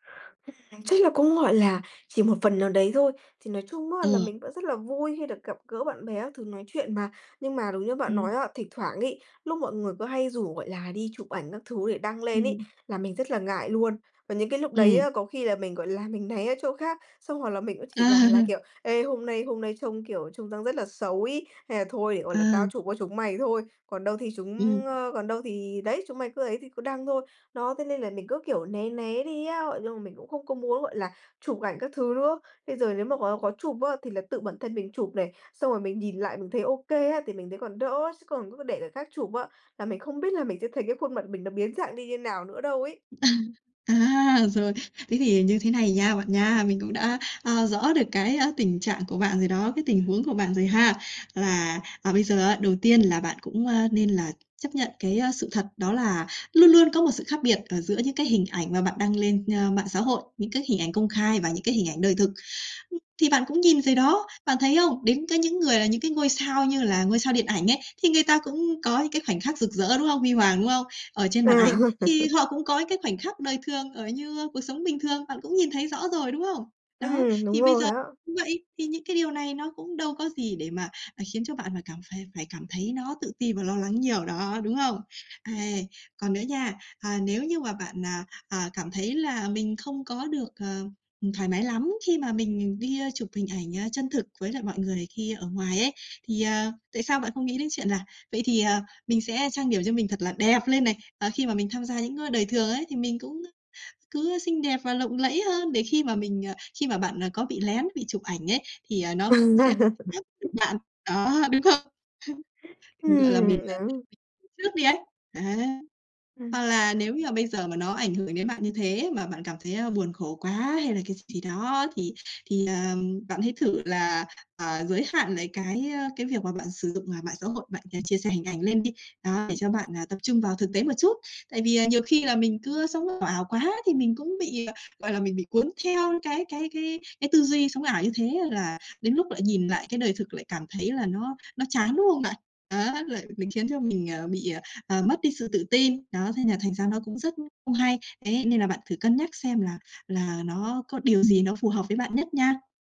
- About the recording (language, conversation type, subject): Vietnamese, advice, Làm sao để bớt đau khổ khi hình ảnh của bạn trên mạng khác với con người thật?
- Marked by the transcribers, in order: tapping; laughing while speaking: "À!"; laugh; laughing while speaking: "À!"; laugh; laugh; unintelligible speech; laugh; unintelligible speech